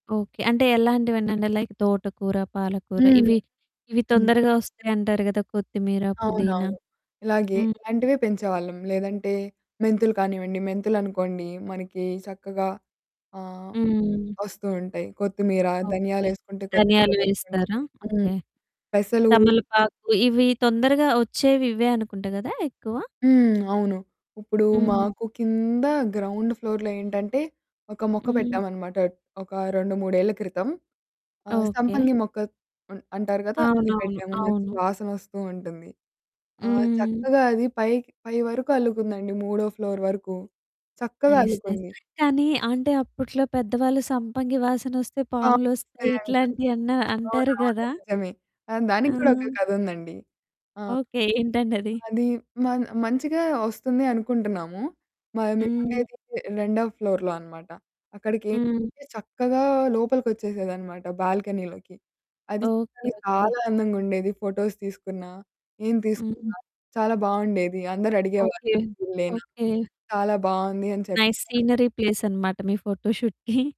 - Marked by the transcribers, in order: other background noise; in English: "లైక్"; distorted speech; in English: "గ్రౌండ్ ఫ్లోర్‌లో"; in English: "ఫ్లోర్"; in English: "నైస్, నైస్"; in English: "ఫ్లోర్‌లో"; in English: "ఫోటోస్"; in English: "నైస్ సీనరీ ప్లేస్"; in English: "ఫోటోషూట్‌కి"; chuckle
- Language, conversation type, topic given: Telugu, podcast, ఇంట్లో కంపోస్టు తయారు చేయడం మొదలు పెట్టాలంటే నేను ఏం చేయాలి?